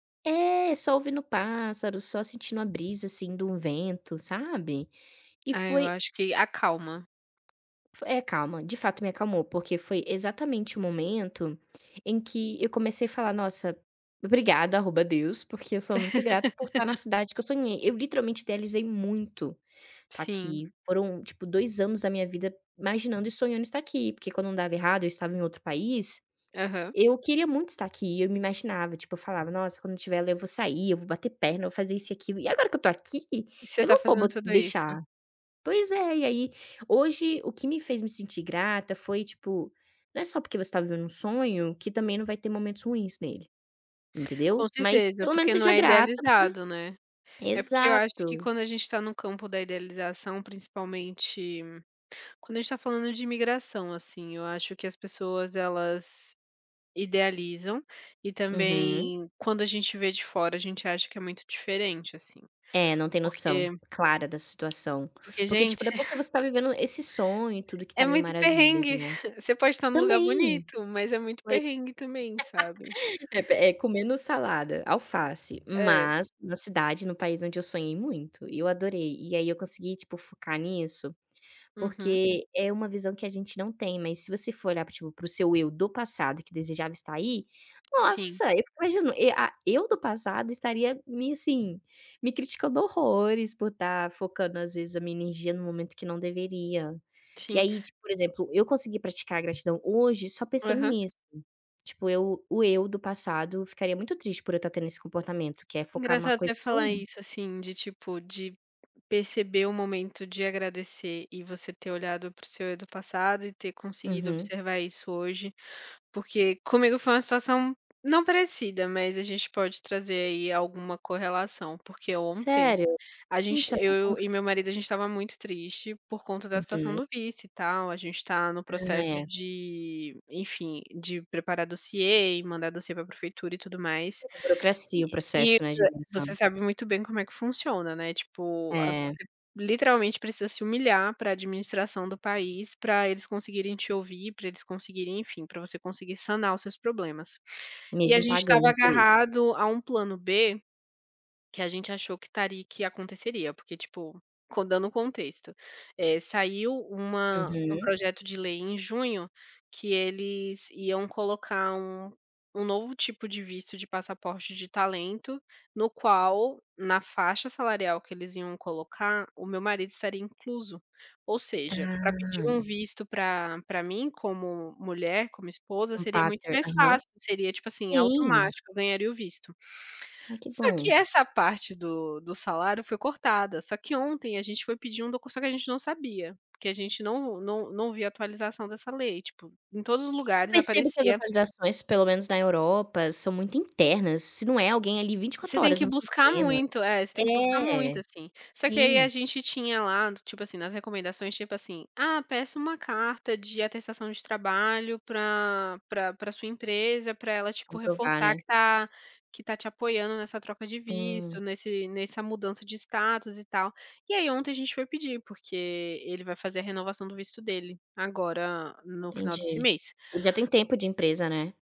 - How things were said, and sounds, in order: tapping; laugh; chuckle; other background noise; chuckle; laugh; unintelligible speech
- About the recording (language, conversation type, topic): Portuguese, unstructured, O que faz você se sentir grato hoje?